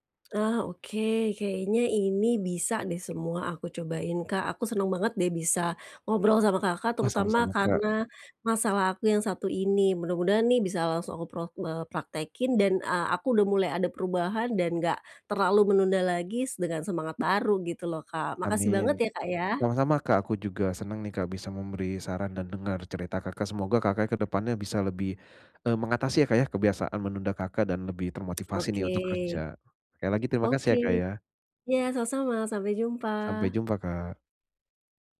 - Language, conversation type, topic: Indonesian, advice, Bagaimana cara berhenti menunda dan mulai menyelesaikan tugas?
- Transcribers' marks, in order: tapping; other background noise